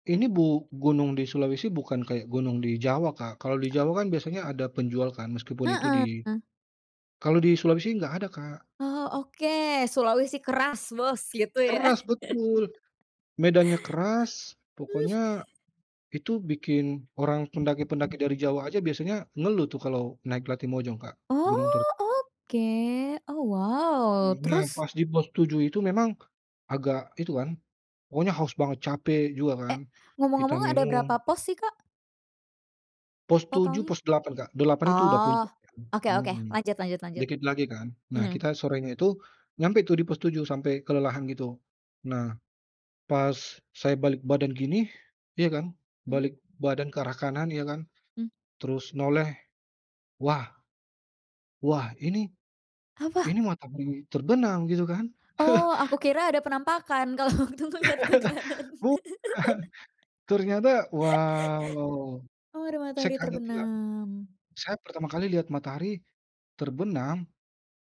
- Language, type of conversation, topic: Indonesian, podcast, Pengalaman melihat matahari terbit atau terbenam mana yang paling berkesan bagi kamu, dan apa alasannya?
- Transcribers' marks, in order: other background noise; chuckle; tapping; chuckle; drawn out: "wow"; chuckle; laughing while speaking: "Bukan"; laughing while speaking: "kalau waktu ngelihat ke kanan"; chuckle